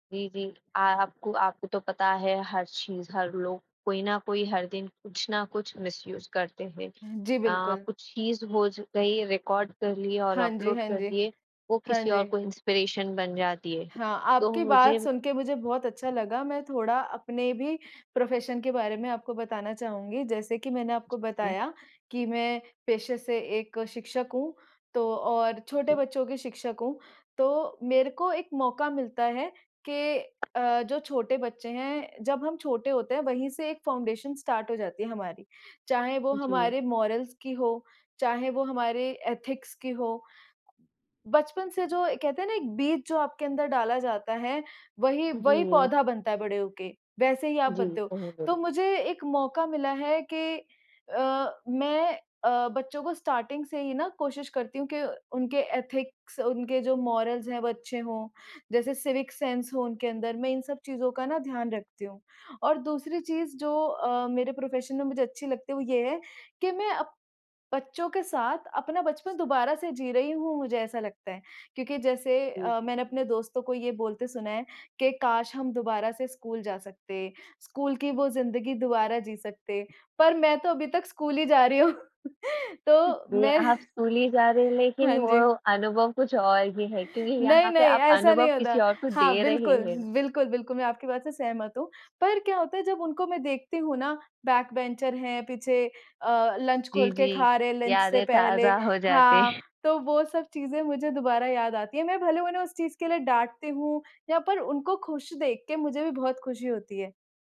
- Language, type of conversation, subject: Hindi, unstructured, आपको अपनी नौकरी में सबसे ज़्यादा क्या पसंद है?
- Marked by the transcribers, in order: other background noise; in English: "मिसयूज़"; horn; in English: "रिकार्ड"; in English: "अपलोड"; in English: "इंस्पिरेशन"; in English: "प्रोफ़ेशन"; tapping; in English: "फाउंडेशन स्टार्ट"; in English: "मोरल्स"; in English: "एथिक्स"; in English: "स्टार्टिंग"; in English: "एथिक्स"; in English: "मोरल्स"; in English: "सिविक सेन्स"; in English: "प्रोफ़ेशन"; laughing while speaking: "हूँ"; laugh; laughing while speaking: "मैं"; in English: "बैकबेंचर"; in English: "लंच"; in English: "लंच"; chuckle